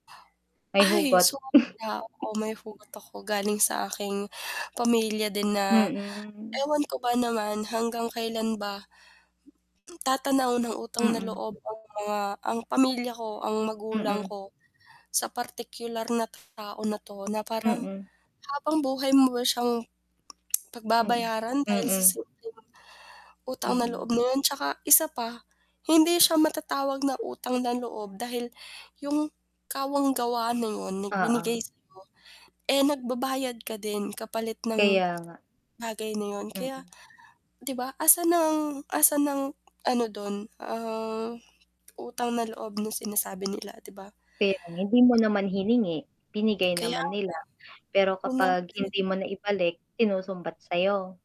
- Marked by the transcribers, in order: static; distorted speech; other background noise; chuckle; tapping; tongue click; mechanical hum
- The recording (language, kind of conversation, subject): Filipino, unstructured, Paano mo nakikita ang sarili mo pagkalipas ng sampung taon?